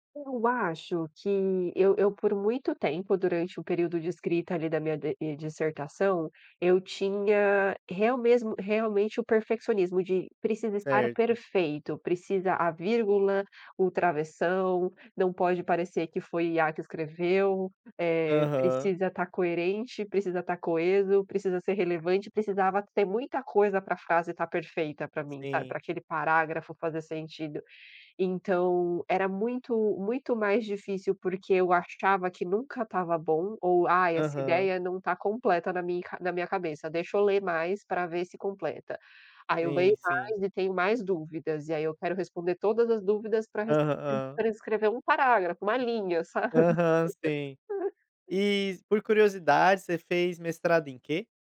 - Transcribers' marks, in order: laugh
- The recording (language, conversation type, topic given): Portuguese, podcast, O que você faz quando o perfeccionismo te paralisa?